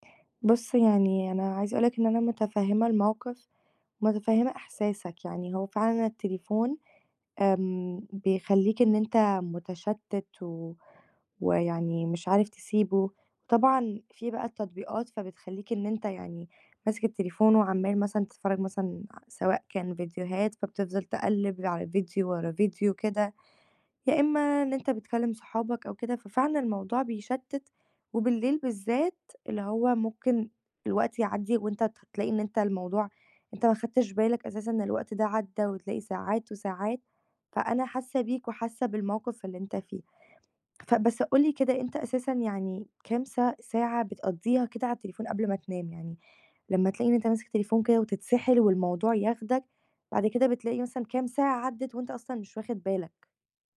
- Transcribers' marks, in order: none
- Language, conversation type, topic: Arabic, advice, ازاي أقلل استخدام الموبايل قبل النوم عشان نومي يبقى أحسن؟